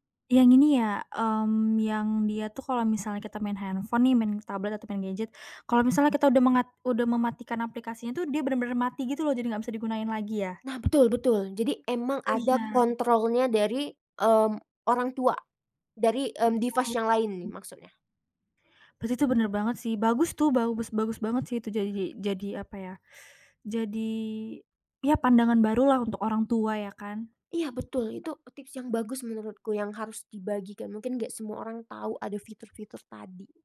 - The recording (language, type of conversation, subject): Indonesian, podcast, Bagaimana cara kamu mengelola kecanduan gawai atau media sosial?
- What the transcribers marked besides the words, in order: tapping; in English: "device"; unintelligible speech; other background noise; teeth sucking